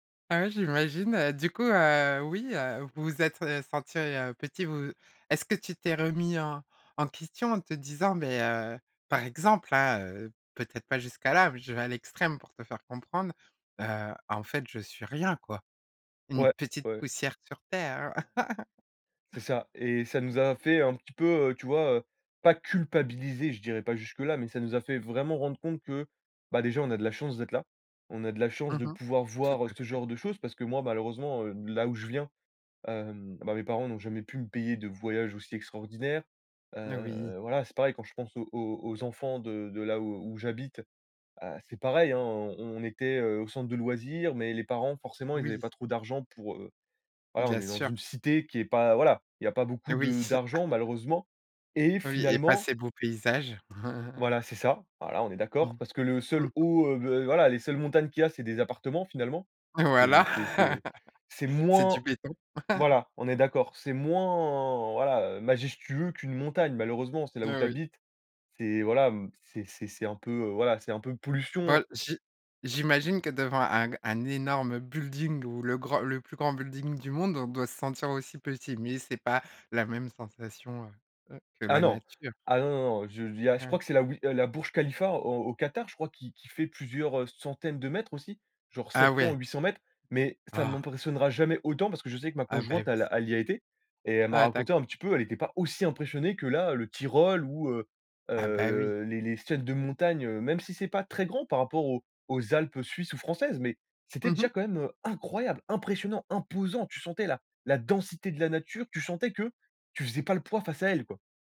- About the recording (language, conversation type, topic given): French, podcast, Quand la nature t'a-t-elle fait sentir tout petit, et pourquoi?
- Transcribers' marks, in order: chuckle; chuckle; chuckle; laugh; chuckle; stressed: "incroyable, impressionnant, imposant"; stressed: "densité"